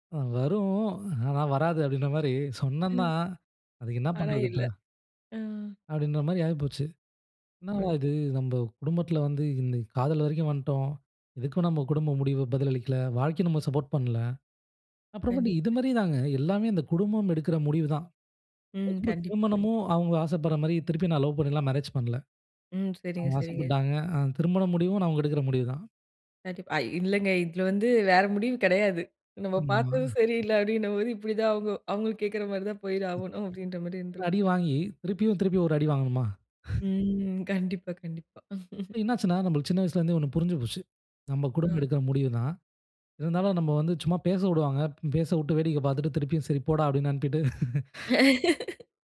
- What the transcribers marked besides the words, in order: drawn out: "வரும்"; sad: "அப்டின்ற மாரி ஆயி போச்சு. என்னடா … அவங்க எடுக்குற முடிவுதான்"; other noise; other background noise; laughing while speaking: "அ இல்லங்க இதுல வந்து வேற … அப்டின்ற மாரி இருந்திருக்கு"; "ஆகும்" said as "ஆவும்"; laugh; laugh; laugh
- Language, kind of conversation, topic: Tamil, podcast, குடும்பம் உங்கள் முடிவுக்கு எப்படி பதிலளித்தது?